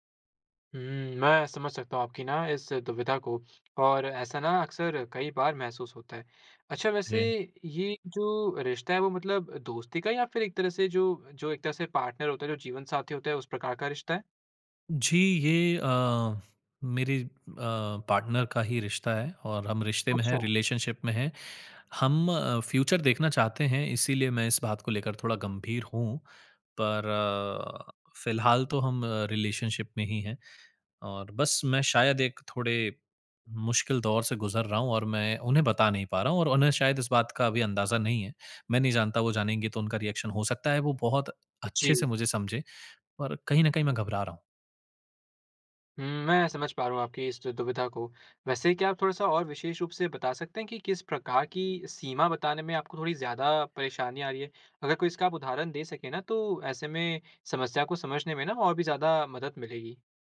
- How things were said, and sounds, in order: in English: "पार्टनर"; in English: "पार्टनर"; in English: "रिलेशनशिप"; in English: "फ्यूचर"; in English: "रिलेशनशिप"; in English: "रिएक्शन"; horn
- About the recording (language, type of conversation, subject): Hindi, advice, आप कब दोस्तों या अपने साथी के सामने अपनी सीमाएँ नहीं बता पाते हैं?